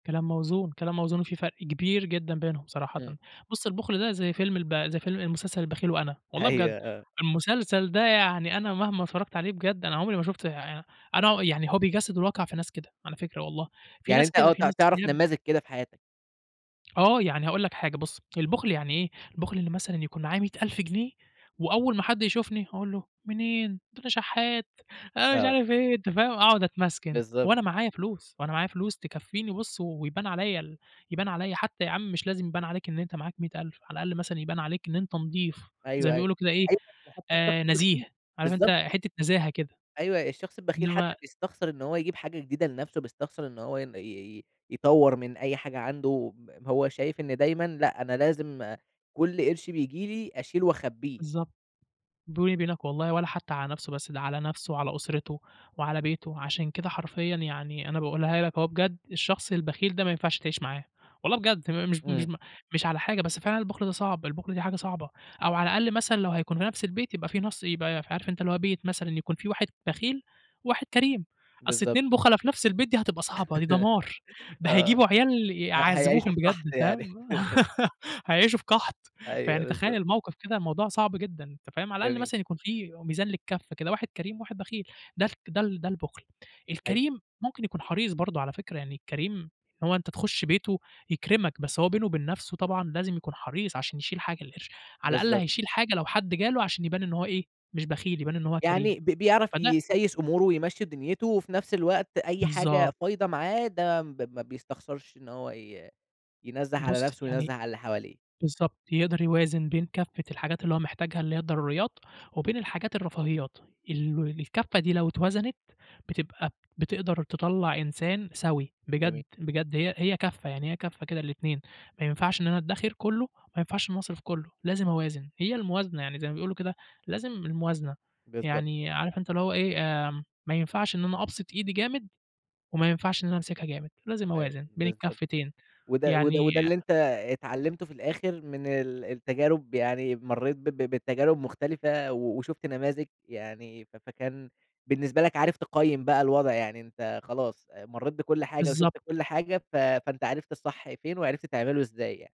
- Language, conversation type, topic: Arabic, podcast, بتفضل تدّخر النهارده ولا تصرف عشان تستمتع بالحياة؟
- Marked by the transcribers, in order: unintelligible speech; unintelligible speech; laugh; laugh